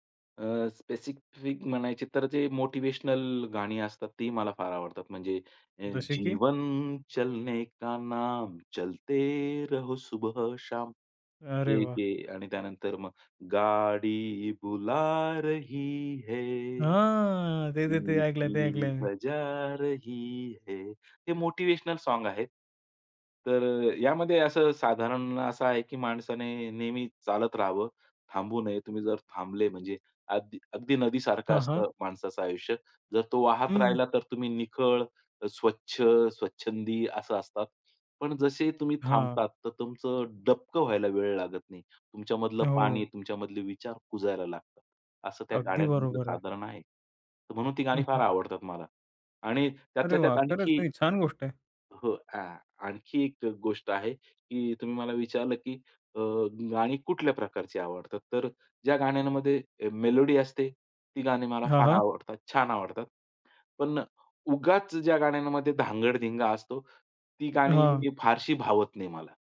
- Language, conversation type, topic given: Marathi, podcast, जुन्या गाण्यांना तुम्ही पुन्हा पुन्हा का ऐकता?
- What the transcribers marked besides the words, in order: singing: "जीवन चलनेका नाम, चलते रहो सुबह शाम"; in Hindi: "जीवन चलनेका नाम, चलते रहो सुबह शाम"; singing: "गाडी बुला रही है, सीटी बजा रही है"; in Hindi: "गाडी बुला रही है, सीटी बजा रही है"; joyful: "हां, ते-ते-ते ऐकलंय, ते ऐकलंय मी"; background speech; tapping; other background noise